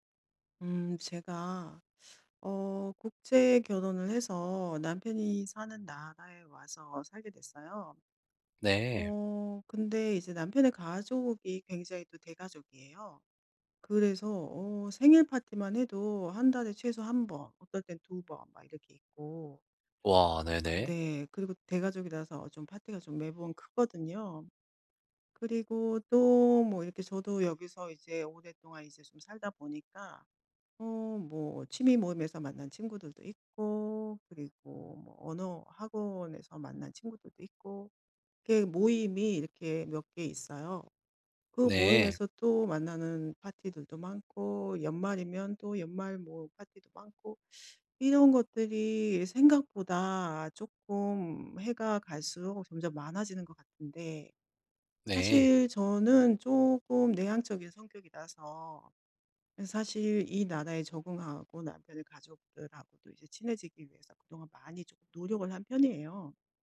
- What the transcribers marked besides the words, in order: none
- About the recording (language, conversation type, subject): Korean, advice, 파티에 가면 소외감과 불안이 심해지는데 어떻게 하면 좋을까요?